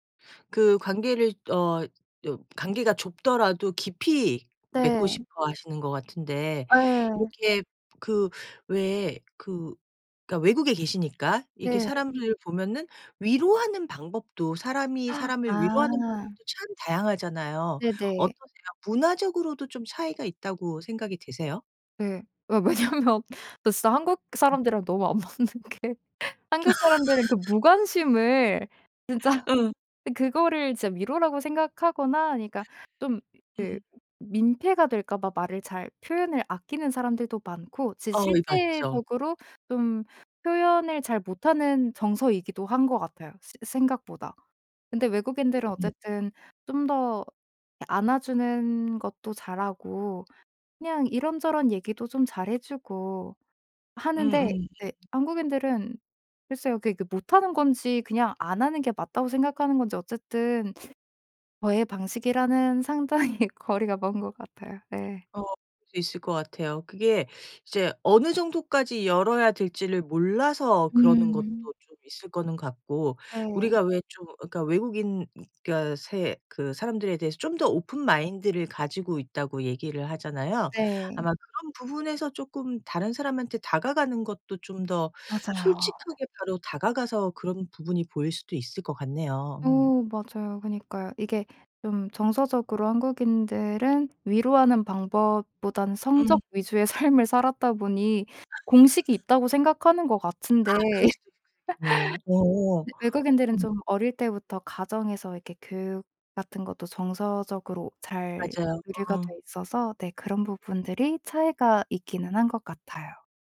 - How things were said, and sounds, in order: other background noise; background speech; gasp; laughing while speaking: "왜냐하면"; laughing while speaking: "안 맞는 게"; laugh; laughing while speaking: "진짜"; laughing while speaking: "상당히"; tapping; laughing while speaking: "삶을"; laugh; laughing while speaking: "같은데"; laugh
- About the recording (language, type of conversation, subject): Korean, podcast, 힘들 때 가장 위로가 됐던 말은 무엇이었나요?